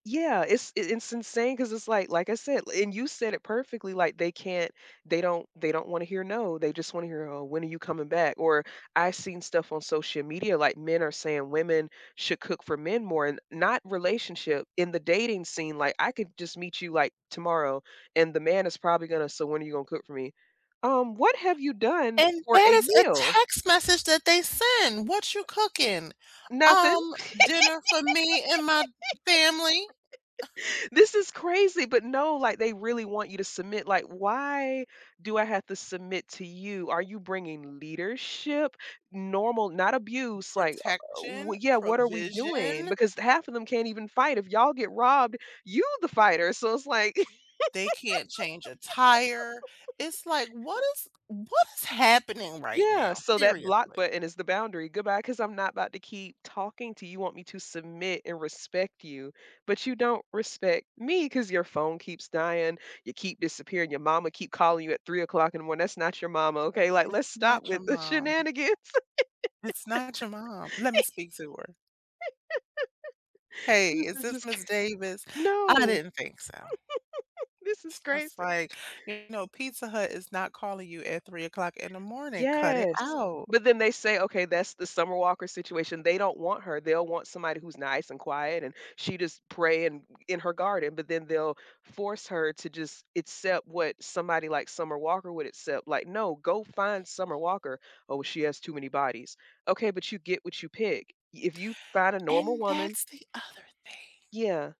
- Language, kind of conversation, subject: English, unstructured, What boundaries help you protect your mental space?
- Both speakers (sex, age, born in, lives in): female, 30-34, United States, United States; female, 50-54, United States, United States
- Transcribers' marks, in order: tapping; laugh; chuckle; laugh; laughing while speaking: "shenanigans"; laugh; laughing while speaking: "cra"; laugh; other background noise